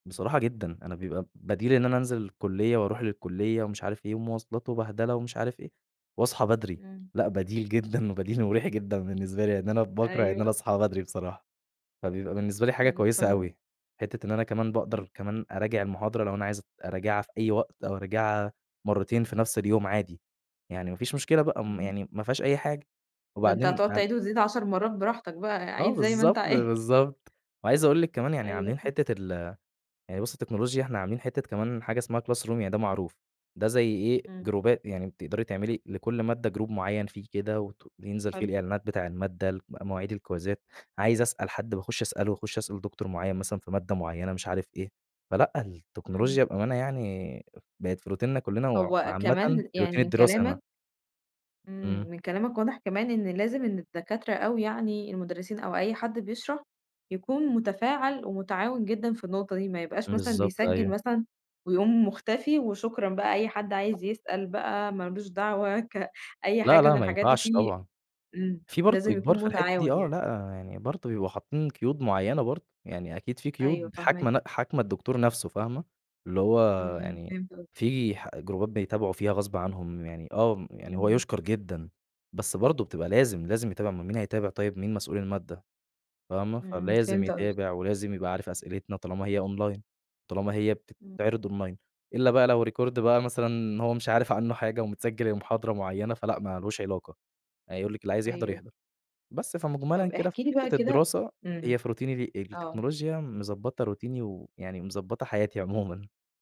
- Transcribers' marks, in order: tapping; laughing while speaking: "جدًا"; laughing while speaking: "عايز"; in English: "Classroom"; in English: "جروبات"; in English: "Group"; in English: "الكويزات"; in English: "روتيننا"; in English: "روتين"; in English: "جروبات"; in English: "Online"; in English: "Online"; in English: "Record"; in English: "روتيني"; in English: "روتيني"
- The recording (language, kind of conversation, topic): Arabic, podcast, ازاي التكنولوجيا غيّرت روتينك اليومي؟